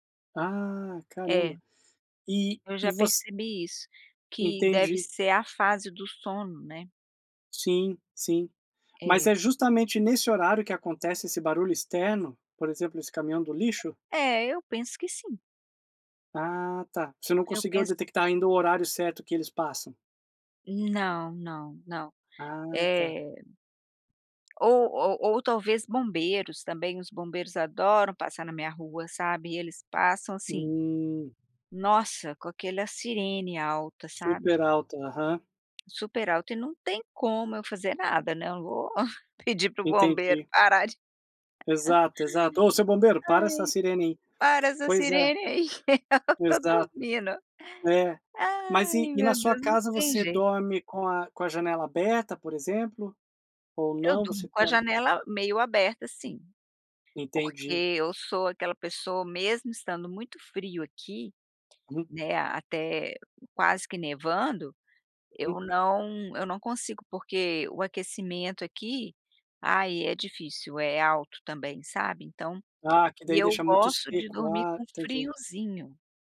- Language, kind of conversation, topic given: Portuguese, advice, Como posso descrever meu sono fragmentado por acordar várias vezes à noite?
- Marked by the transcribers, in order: tapping; laugh; laughing while speaking: "que ela está dormindo!"